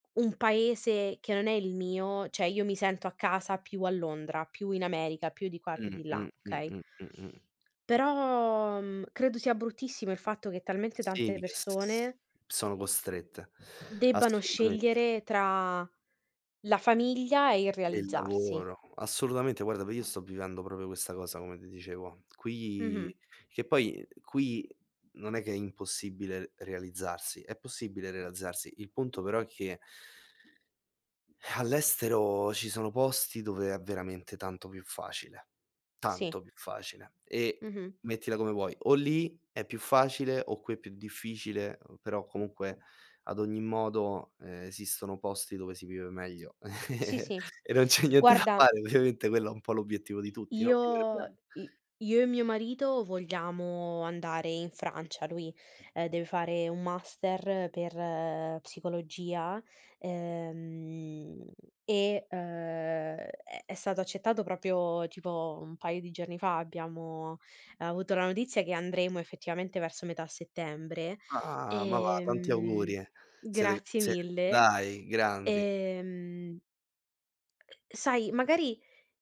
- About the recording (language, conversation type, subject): Italian, unstructured, Quanto pensi che la paura possa limitare la libertà personale?
- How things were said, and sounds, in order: tapping; other background noise; "okay" said as "kay"; drawn out: "Però"; "realizzarsi" said as "relazzarsi"; chuckle; laughing while speaking: "e non c'è niente da fare. Ovviamente"; drawn out: "io"; "proprio" said as "propio"; "auguri" said as "agurie"